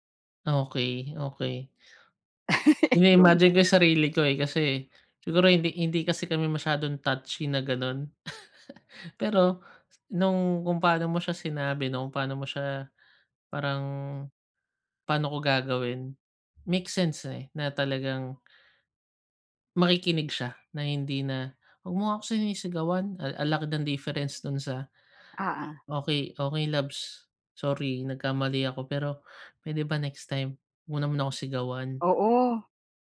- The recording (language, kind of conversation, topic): Filipino, advice, Paano ko tatanggapin ang konstruktibong puna nang hindi nasasaktan at matuto mula rito?
- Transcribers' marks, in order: laugh; laugh